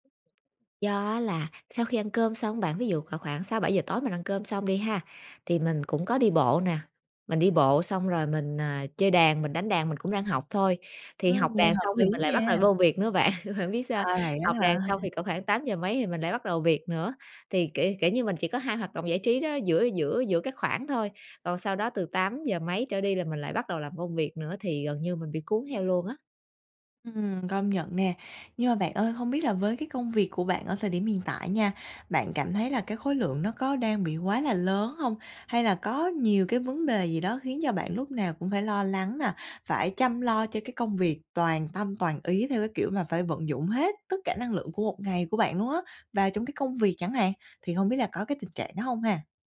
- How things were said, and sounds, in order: tapping; laughing while speaking: "bạn"; other background noise
- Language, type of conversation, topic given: Vietnamese, advice, Làm sao để thư giãn đầu óc sau một ngày dài?